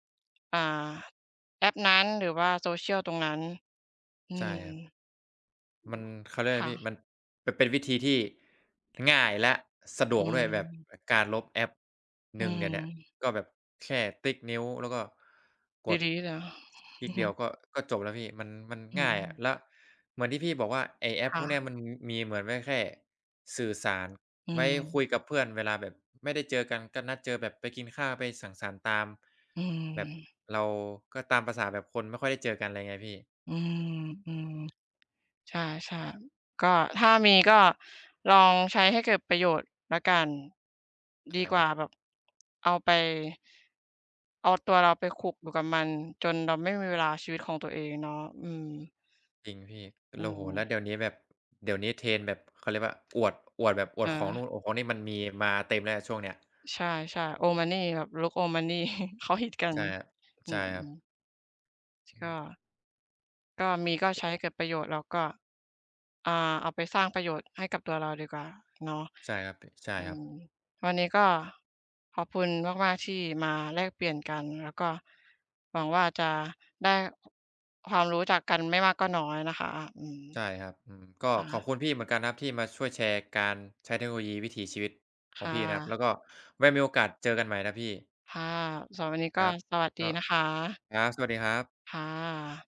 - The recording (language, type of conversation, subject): Thai, unstructured, เทคโนโลยีได้เปลี่ยนแปลงวิถีชีวิตของคุณอย่างไรบ้าง?
- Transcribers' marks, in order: other background noise; chuckle; other noise; tapping